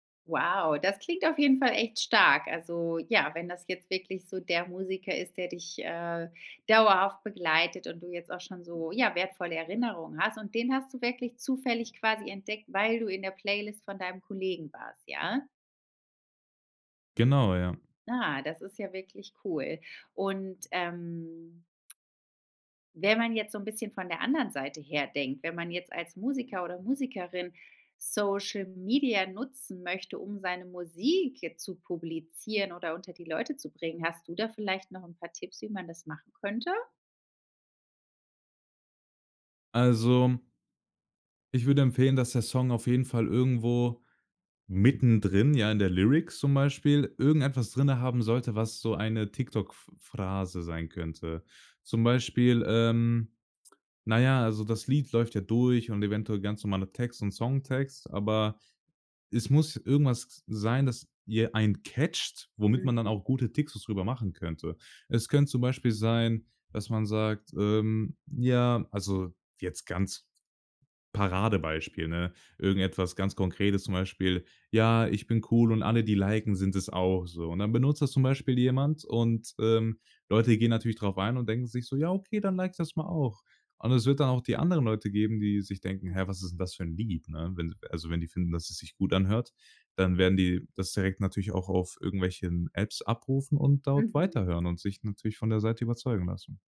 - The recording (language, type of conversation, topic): German, podcast, Wie haben soziale Medien die Art verändert, wie du neue Musik entdeckst?
- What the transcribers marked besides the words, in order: anticipating: "Wow"; stressed: "weil"; drawn out: "ähm"; stressed: "Musik"; in English: "catcht"; stressed: "catcht"; put-on voice: "Ja okay, dann like ich das mal auch"